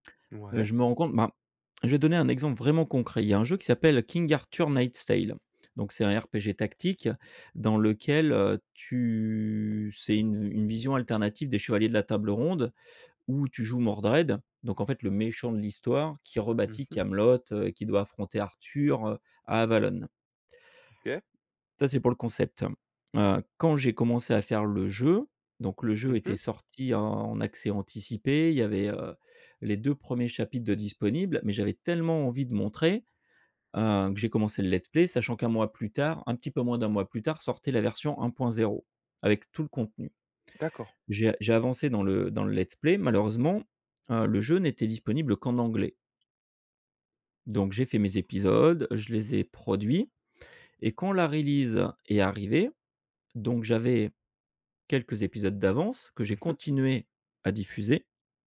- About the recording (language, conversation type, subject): French, podcast, Comment gères-tu la pression de devoir produire du contenu pour les réseaux sociaux ?
- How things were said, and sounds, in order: stressed: "tellement"; in English: "let's play"; in English: "let's play"; in English: "release"